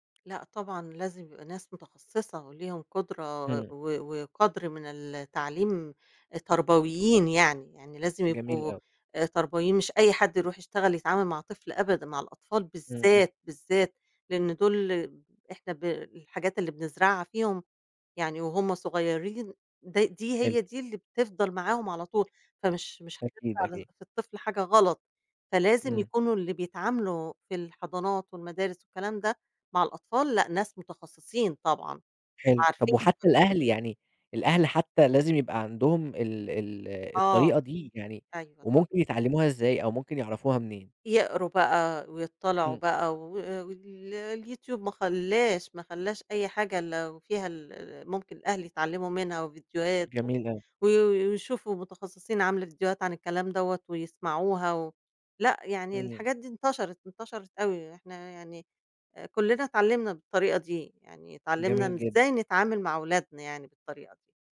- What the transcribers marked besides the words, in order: tapping; other background noise
- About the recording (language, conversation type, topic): Arabic, podcast, ازاي بتشجّع الأطفال يحبّوا التعلّم من وجهة نظرك؟